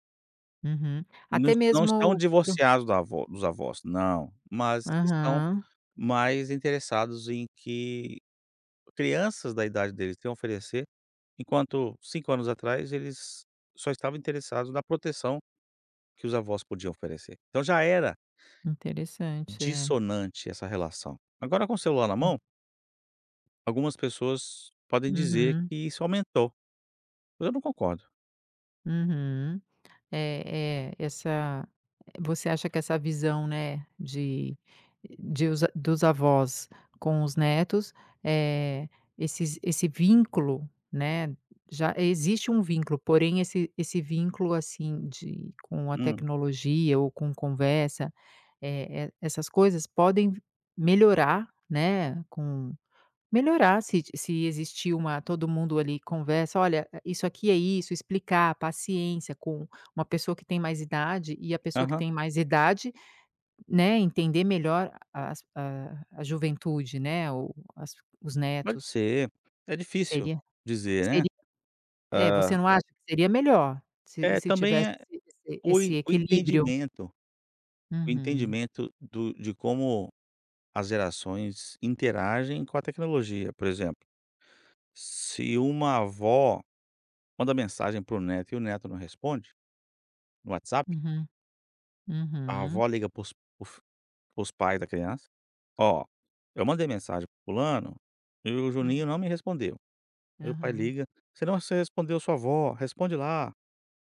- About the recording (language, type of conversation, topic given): Portuguese, podcast, Como a tecnologia alterou a conversa entre avós e netos?
- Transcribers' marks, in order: tapping; other background noise